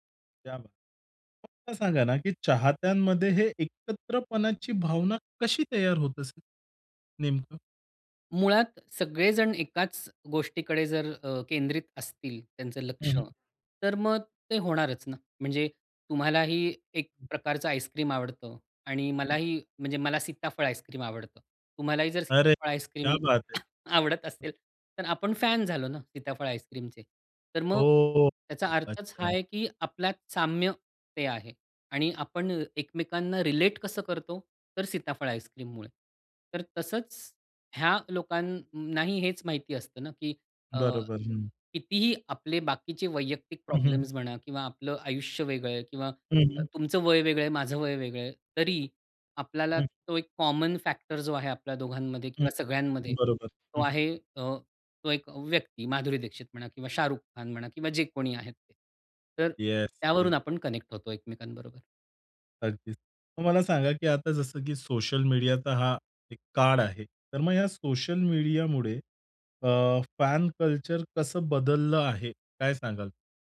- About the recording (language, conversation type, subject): Marathi, podcast, चाहत्यांचे गट आणि चाहत संस्कृती यांचे फायदे आणि तोटे कोणते आहेत?
- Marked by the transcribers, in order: other background noise; cough; in English: "फॅन"; drawn out: "हो"; in English: "रिलेट"; in English: "कॉमन फॅक्टर"; in English: "कनेक्ट"; "काळ" said as "काड"; "मीडियामुळे" said as "मीडियामुडे"; in English: "फॅन कल्चर"